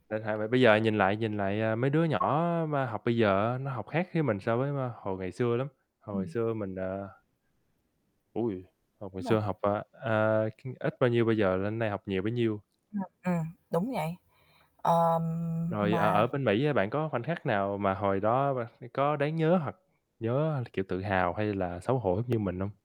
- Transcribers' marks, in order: other background noise; tapping
- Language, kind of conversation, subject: Vietnamese, unstructured, Bạn có bao giờ muốn quay lại một khoảnh khắc trong quá khứ không?